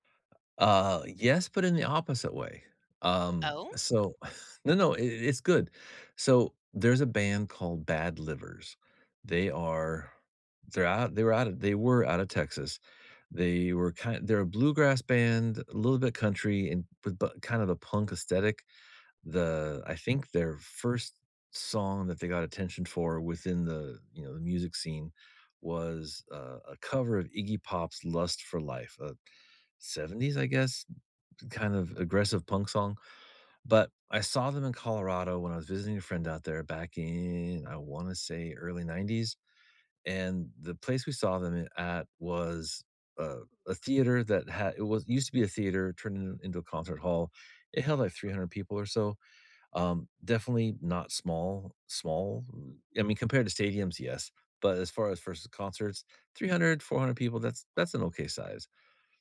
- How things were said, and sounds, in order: chuckle; tapping; drawn out: "in"; alarm; other noise
- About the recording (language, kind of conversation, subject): English, unstructured, Which concerts unexpectedly blew you away—from tiny backroom gigs to epic stadium tours—and why?
- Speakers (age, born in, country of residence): 25-29, United States, United States; 55-59, United States, United States